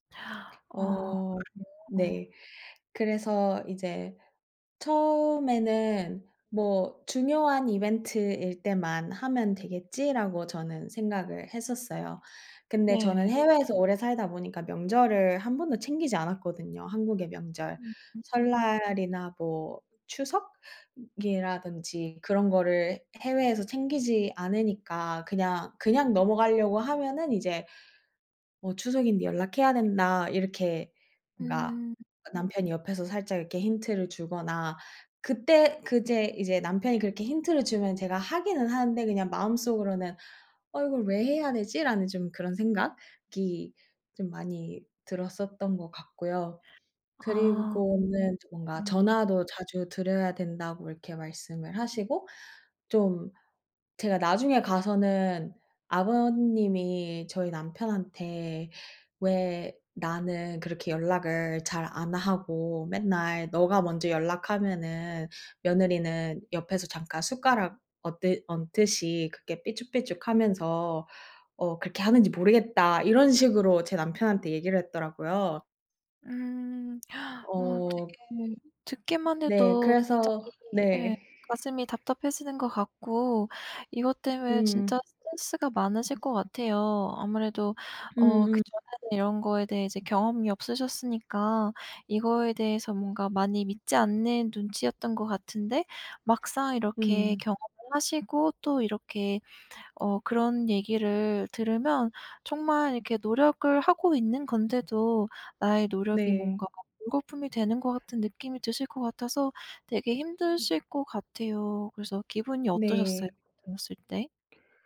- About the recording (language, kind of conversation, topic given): Korean, advice, 결혼이나 재혼으로 생긴 새 가족과의 갈등을 어떻게 해결하면 좋을까요?
- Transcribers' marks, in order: other background noise